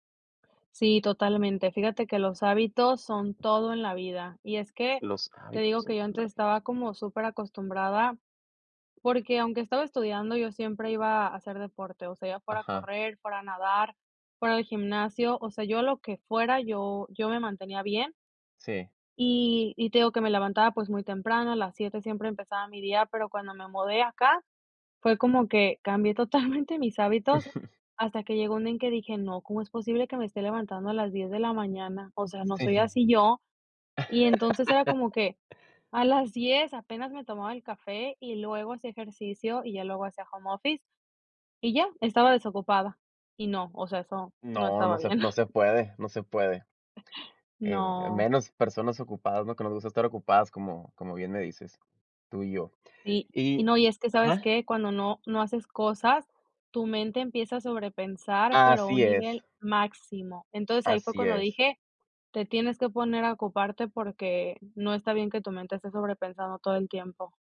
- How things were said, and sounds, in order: tapping; other background noise; laughing while speaking: "totalmente"; chuckle; laugh; in English: "home office"; giggle
- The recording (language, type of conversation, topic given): Spanish, podcast, Oye, ¿cómo empiezas tu mañana?